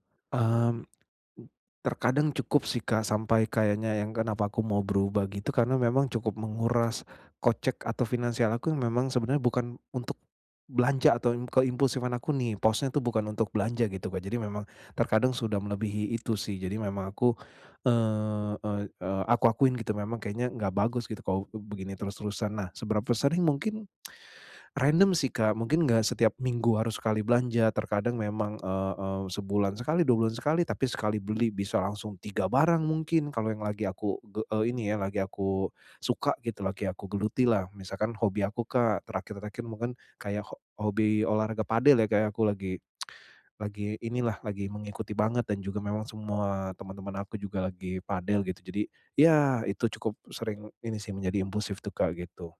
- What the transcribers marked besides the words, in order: tapping; tsk; in Spanish: "pádel"; tsk; in Spanish: "pádel"
- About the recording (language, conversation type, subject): Indonesian, advice, Bagaimana cara membatasi belanja impulsif tanpa mengurangi kualitas hidup?